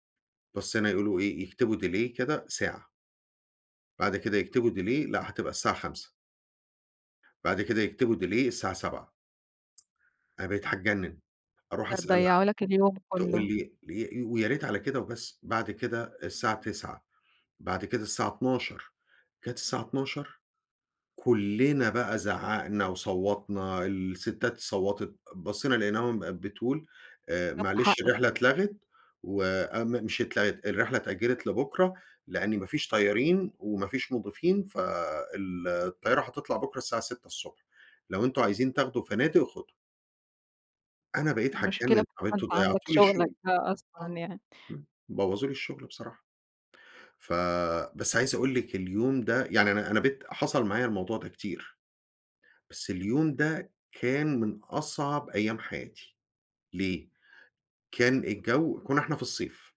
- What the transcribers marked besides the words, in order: in English: "delay"; in English: "delay"; in English: "delay"; tapping; unintelligible speech
- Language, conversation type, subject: Arabic, podcast, احكيلي عن مرة اضطريت تنام في المطار؟